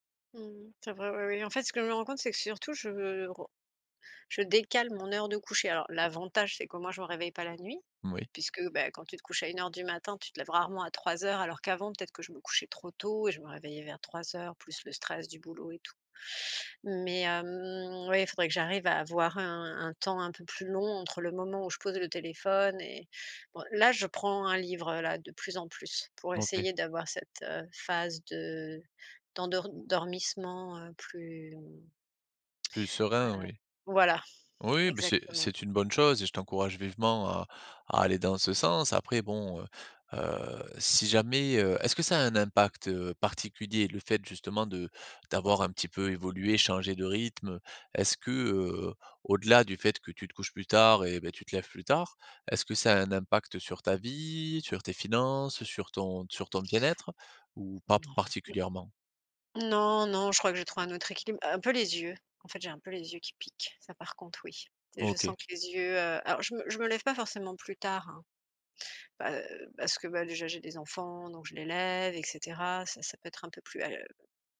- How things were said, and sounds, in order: tongue click; drawn out: "vie"
- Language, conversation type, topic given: French, advice, Comment améliorer ma récupération et gérer la fatigue pour dépasser un plateau de performance ?